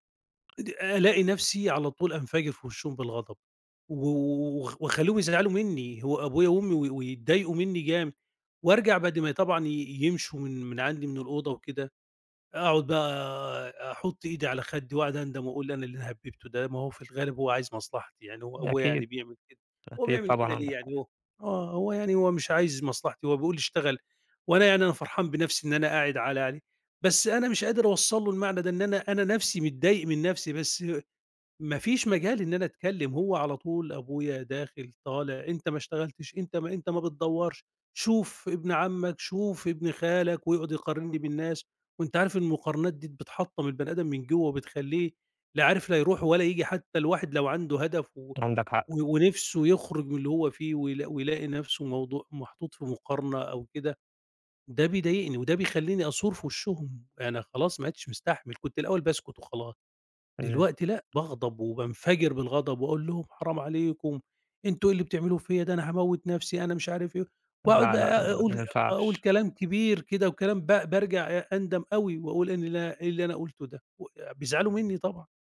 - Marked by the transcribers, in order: tapping
- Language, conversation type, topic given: Arabic, advice, إزاي أتعامل مع انفجار غضبي على أهلي وبَعدين إحساسي بالندم؟